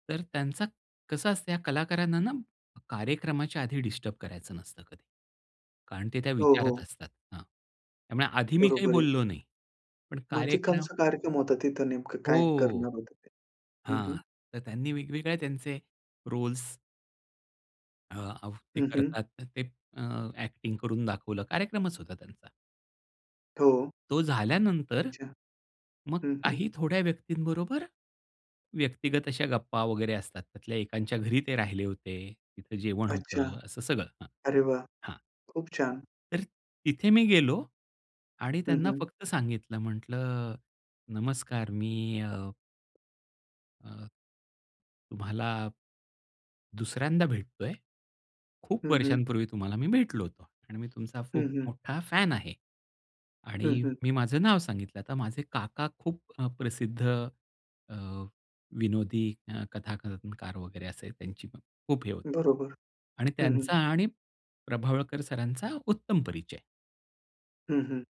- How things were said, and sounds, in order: tapping; other background noise; "कोणता" said as "कंचा"; "तिथे" said as "तिथं"; in English: "रोल्स"; in English: "एक्टिंग"
- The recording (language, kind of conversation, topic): Marathi, podcast, आवडत्या कलाकाराला प्रत्यक्ष पाहिल्यावर तुम्हाला कसं वाटलं?